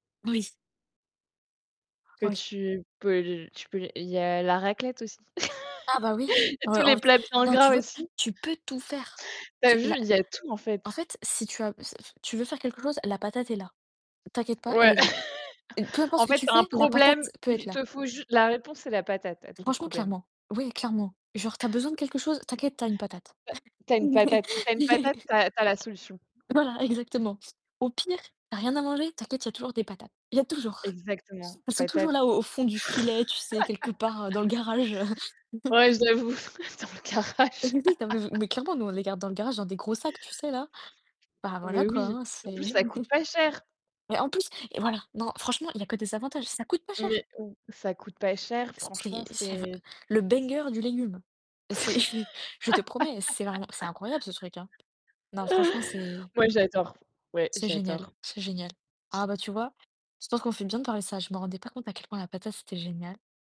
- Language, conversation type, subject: French, unstructured, Quels sont vos plats préférés, et pourquoi les aimez-vous autant ?
- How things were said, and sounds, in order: other background noise; laugh; other noise; chuckle; tapping; distorted speech; chuckle; laugh; laughing while speaking: "toujours"; laugh; chuckle; laughing while speaking: "dans le garage"; laugh; chuckle; in English: "banger"; chuckle; laugh